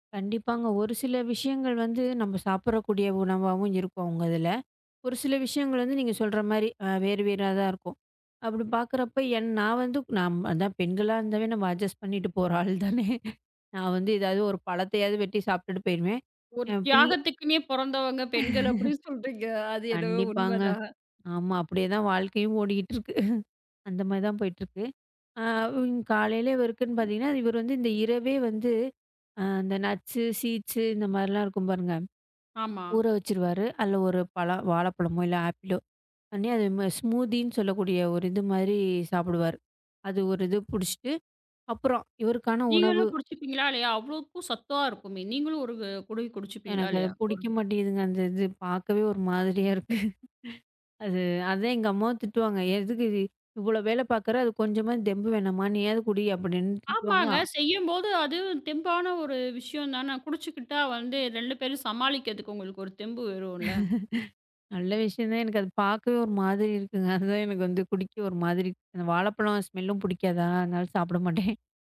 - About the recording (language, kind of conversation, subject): Tamil, podcast, உங்களுக்கு மிகவும் பயனுள்ளதாக இருக்கும் காலை வழக்கத்தை விவரிக்க முடியுமா?
- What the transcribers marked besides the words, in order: in English: "அட்ஜெஸ்ட்"; laughing while speaking: "பண்ணிட்டு போற ஆள் தானே"; laughing while speaking: "ஒரு தியாகத்துக்குன்னே பொறந்தவங்க பெண்கள். அப்படி சொல்றீங்க. அது என்னவோ உண்மை தான்"; chuckle; chuckle; other noise; in English: "நட்ஸ், சீட்ஸ்"; in English: "ஸ்மூத்தின்னு"; chuckle; chuckle; in English: "ஸ்மெல்லும்"; laughing while speaking: "சாப்பிட மாட்டேன்"